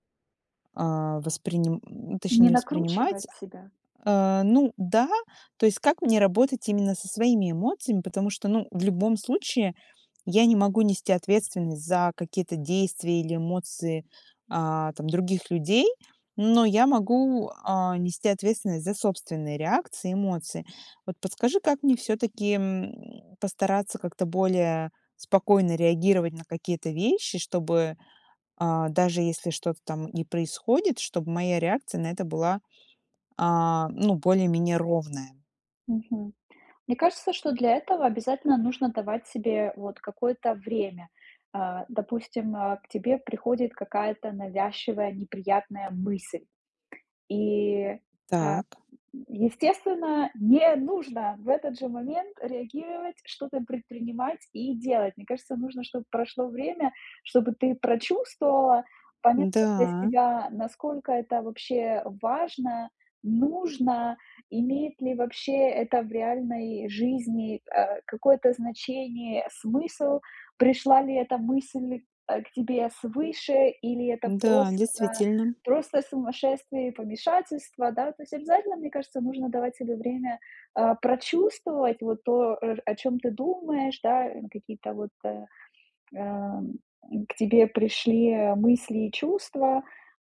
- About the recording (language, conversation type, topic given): Russian, advice, Как справиться с подозрениями в неверности и трудностями с доверием в отношениях?
- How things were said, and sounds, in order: tapping